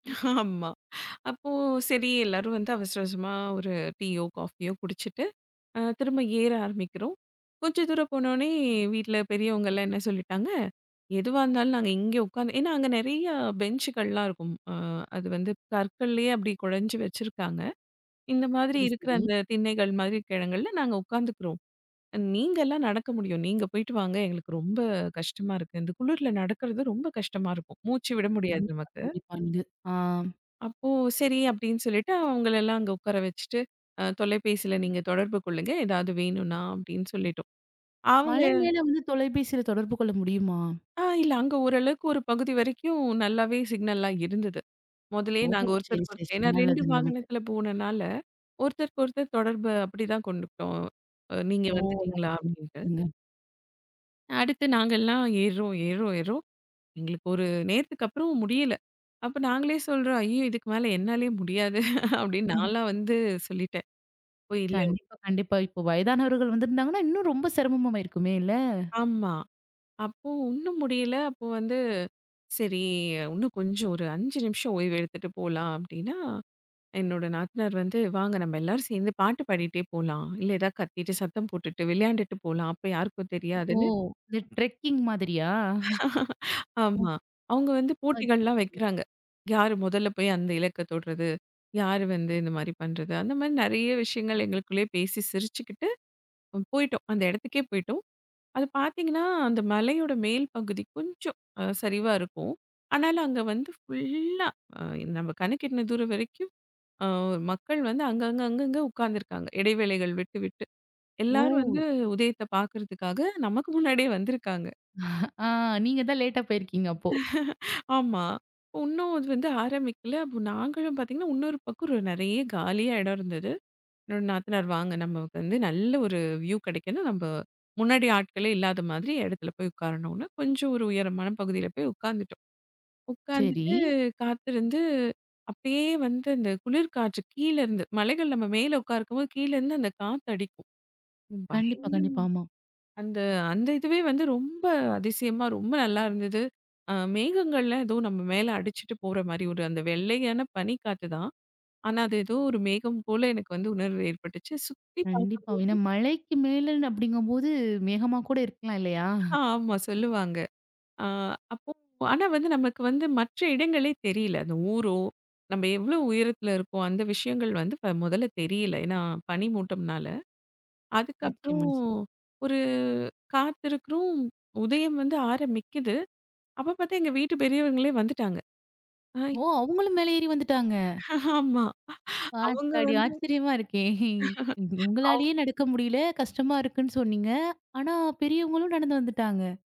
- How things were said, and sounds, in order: laughing while speaking: "ஆமா"; "குடஞ்சு" said as "குழைஞ்சு"; tapping; other background noise; in English: "சிக்னல்லாம்"; other noise; unintelligible speech; laughing while speaking: "என்னாலயே முடியாது"; chuckle; in English: "ட்ரெக்கிங்"; laughing while speaking: "ஆமா"; chuckle; unintelligible speech; drawn out: "ஃபுல்லா"; drawn out: "ஓ!"; laughing while speaking: "அ, நீங்கதான் லேட்டா போயிருக்கீங்க, அப்போ"; laughing while speaking: "ஆமா"; in English: "வ்யூ"; "உக்காந்துருக்கும்போது" said as "உக்காருக்கும்போது"; surprised: "பயங்கரமா, அந்த அந்த இதுவே வந்து ரொம்ப அதிசயமா, ரொம்ப நல்லா இருந்தது"; laughing while speaking: "மேகமா கூட இருக்கலாம் இல்லையா?"; "இருக்குறோம்" said as "இருக்கும்"; surprised: "ஓ! அவங்களும் மேல ஏறி வந்துட்டாங்க"; laughing while speaking: "ஆமா, அவங்க வந்து. அவ்"; surprised: "பாத்தாடி! ஆச்சரியமா இருக்கே! உங்களாலேயே, நடக்க … பெரியவங்களும் நடந்து வந்துட்டாங்க!"; "ஆத்தாடி" said as "பாத்தாடி"; chuckle
- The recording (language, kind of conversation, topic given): Tamil, podcast, மலையில் இருந்து சூரிய உதயம் பார்க்கும் அனுபவம் எப்படி இருந்தது?